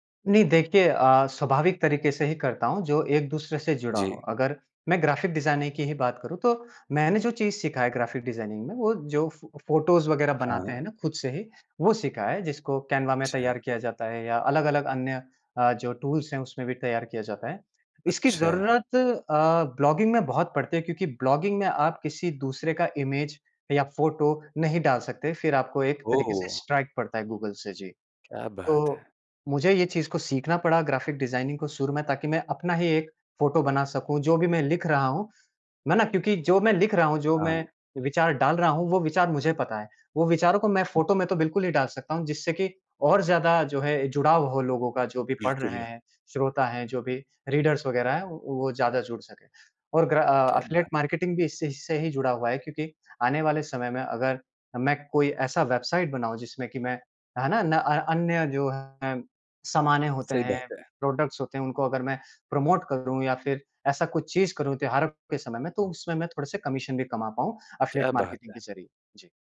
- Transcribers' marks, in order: in English: "ग्राफ़िक डिज़ाइनिंग"; in English: "ग्राफ़िक डिज़ाइनिंग"; in English: "कैनवा"; in English: "टूल्स"; in English: "ब्लॉगिंग"; in English: "ब्लॉगिंग"; in English: "इमेज"; in English: "स्ट्राइक"; in English: "ग्राफ़िक डिज़ाइनिंग"; in English: "रीडर्स"; in English: "एफ़िलिएट मार्केटिंग"; in English: "वेबसाइट"; in English: "प्रोडक्ट्स"; in English: "प्रमोट"; in English: "कमीशन"; in English: "एफ़िलिएट मार्केटिंग"
- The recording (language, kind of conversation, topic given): Hindi, podcast, ऑनलाइन सीखने से आपकी पढ़ाई या कौशल में क्या बदलाव आया है?